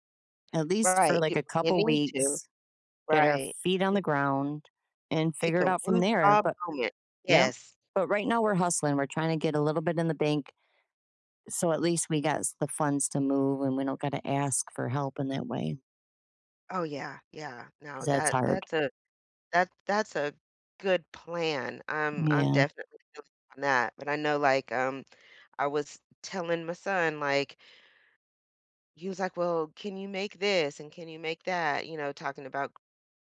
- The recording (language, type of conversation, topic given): English, unstructured, How can I notice how money quietly influences my daily choices?
- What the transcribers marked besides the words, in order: none